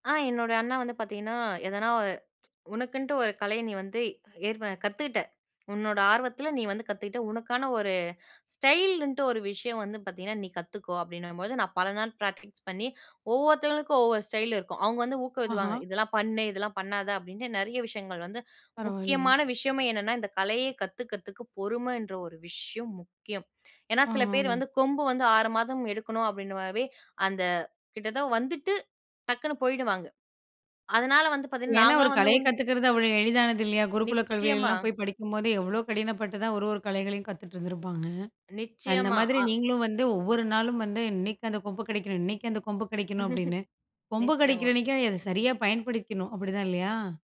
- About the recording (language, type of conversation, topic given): Tamil, podcast, அதை கற்றுக்கொள்ள உங்களை தூண்டிய காரணம் என்ன?
- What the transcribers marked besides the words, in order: in English: "ப்ராக்டிஸ்"; "ஊக்குவிப்பாங்க" said as "ஊக்குவிதுவாங்க"; drawn out: "ஆ"; "மாதிரி" said as "மாபி"; laugh